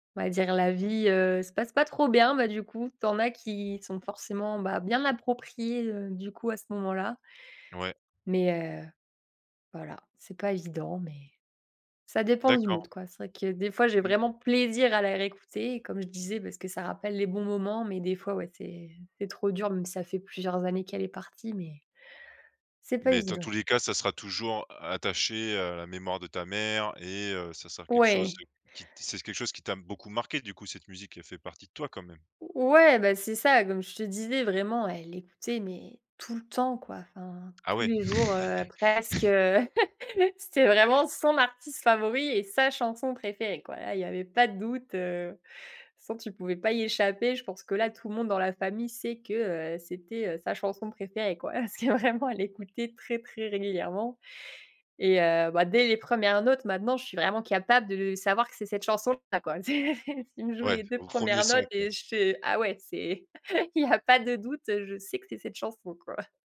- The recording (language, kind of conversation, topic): French, podcast, Peux-tu raconter un souvenir marquant lié à une chanson ?
- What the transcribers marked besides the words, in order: in English: "mood"; chuckle; tapping; laughing while speaking: "Parce que vraiment"; laughing while speaking: "C'est c'est si"; chuckle; chuckle